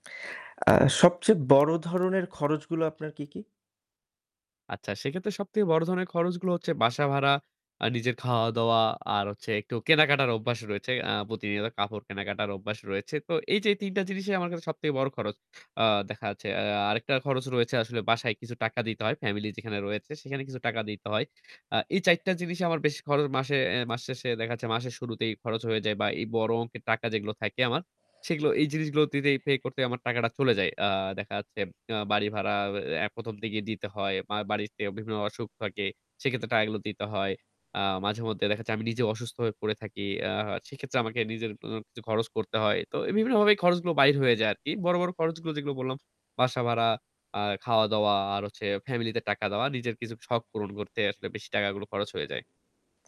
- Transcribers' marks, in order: other background noise; unintelligible speech; unintelligible speech; unintelligible speech; unintelligible speech
- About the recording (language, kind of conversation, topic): Bengali, advice, মাসের শেষে আপনার টাকাপয়সা কেন শেষ হয়ে যায়?